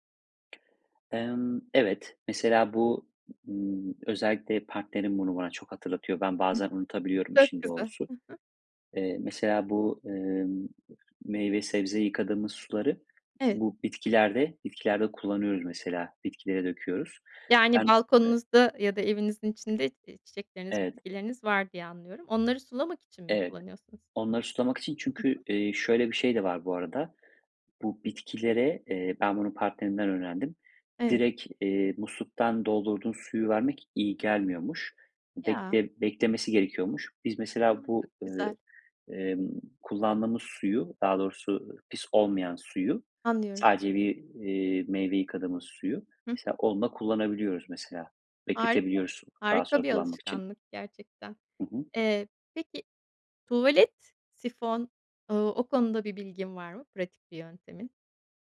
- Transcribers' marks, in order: other background noise
- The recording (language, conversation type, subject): Turkish, podcast, Su tasarrufu için pratik önerilerin var mı?